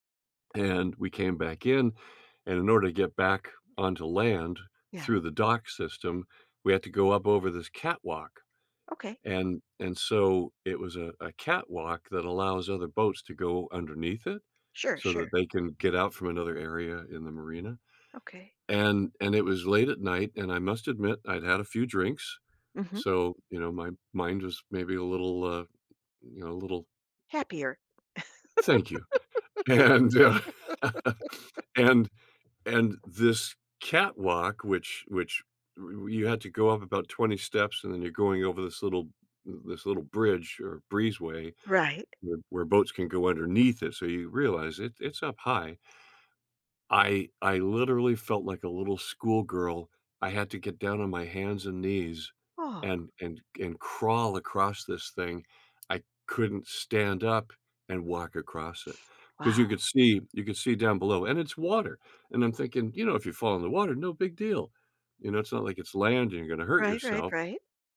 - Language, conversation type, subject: English, unstructured, How do I notice and shift a small belief that's limiting me?
- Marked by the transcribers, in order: laughing while speaking: "and, uh"; chuckle; other background noise; laugh; sniff